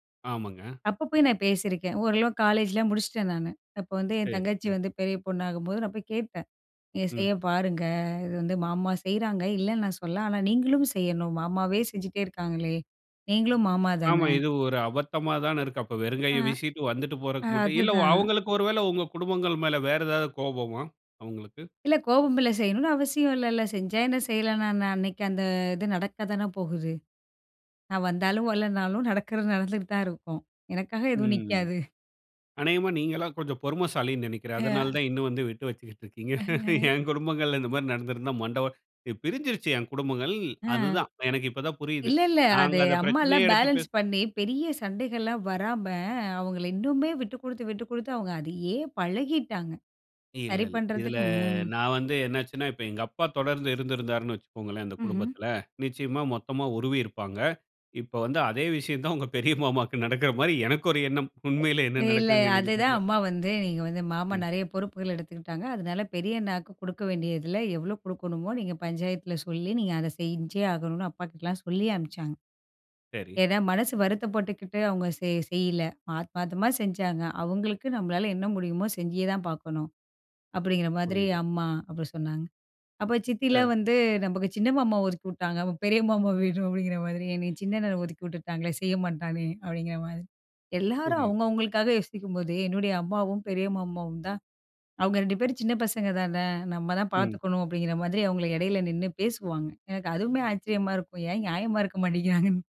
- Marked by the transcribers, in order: laughing while speaking: "வரலைன்னாலும் நடக்குறது நடந்துட்டு தான் இருக்கும். எனக்காக எதுவும் நிக்காது"; laughing while speaking: "அ"; unintelligible speech; laughing while speaking: "என் குடும்பங்கள்ல இந்த மாதிரி"; in English: "பேலன்ஸ்"; laughing while speaking: "அதே விஷயம் தான் உங்க பெரிய … நடக்குதுன்னு எனக்கு தெரியல"; other background noise; laughing while speaking: "நமக்கு சின்ன மாமா ஒதுக்கிவுட்டாங்க, அப்ப பெரிய மாமா வேணும் அப்படிங்கிற மாதிரி"; laughing while speaking: "விட்டுட்டாங்களே செய்ய மாட்டானே! அப்படிங்கிற மாதிரி"; laughing while speaking: "ஏன் நியாயமா இருக்க மாட்டேங்கிறாங்கன்னு?"
- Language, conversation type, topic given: Tamil, podcast, குடும்பப் பொறுப்புகள் காரணமாக ஏற்படும் மோதல்களை எப்படிச் சமாளித்து சரிசெய்யலாம்?